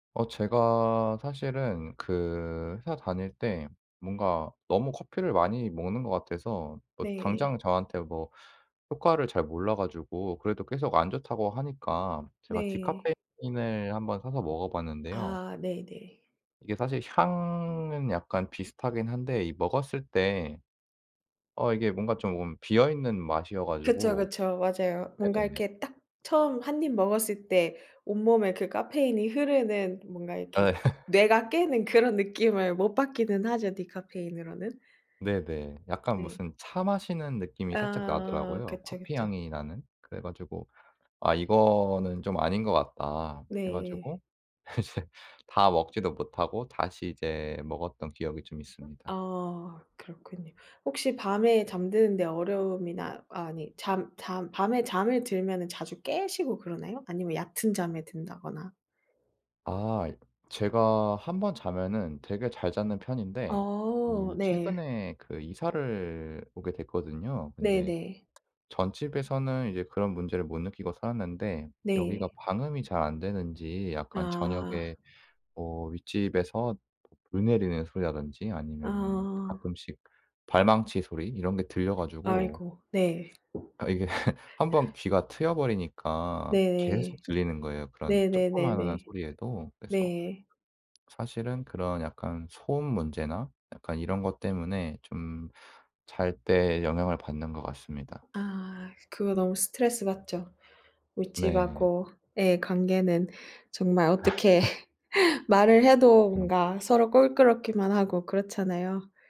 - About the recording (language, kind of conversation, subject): Korean, advice, 낮에 지나치게 졸려서 일상생활이 어려우신가요?
- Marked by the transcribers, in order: other background noise; laughing while speaking: "아 예"; laughing while speaking: "이제"; tapping; laughing while speaking: "이게"; laugh